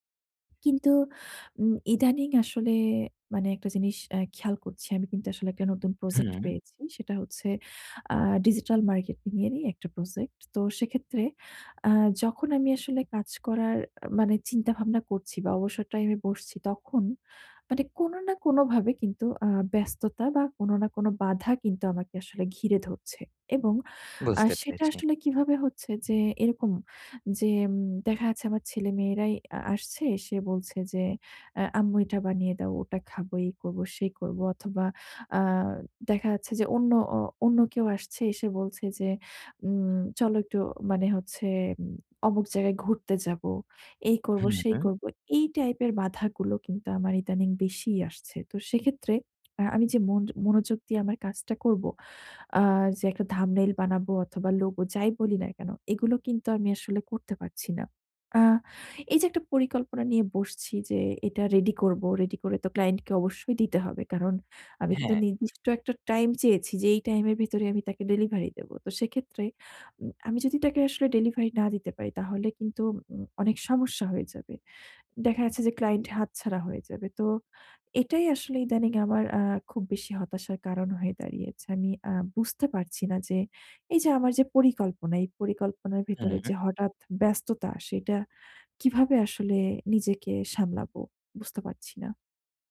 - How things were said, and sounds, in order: tapping; lip smack; in English: "thumbnail"; lip smack; lip smack
- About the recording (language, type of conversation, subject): Bengali, advice, পরিকল্পনায় হঠাৎ ব্যস্ততা বা বাধা এলে আমি কীভাবে সামলাব?